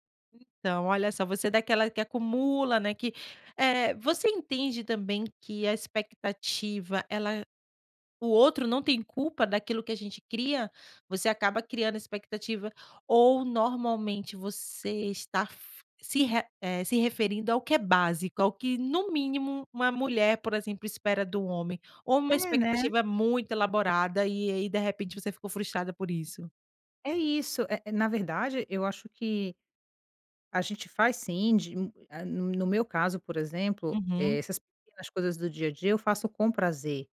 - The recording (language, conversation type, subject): Portuguese, podcast, Como lidar quando o apoio esperado não aparece?
- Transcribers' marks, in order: none